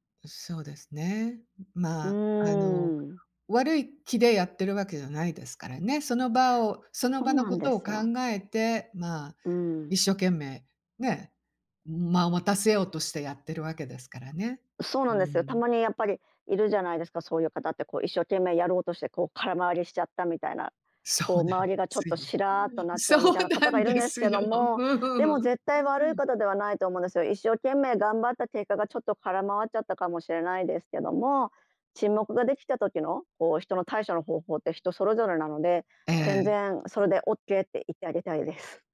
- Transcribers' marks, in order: other background noise; laughing while speaking: "そうなんですよ"
- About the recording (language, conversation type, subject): Japanese, podcast, 会話中に沈黙が生まれたとき、普段はどう対応することが多いですか？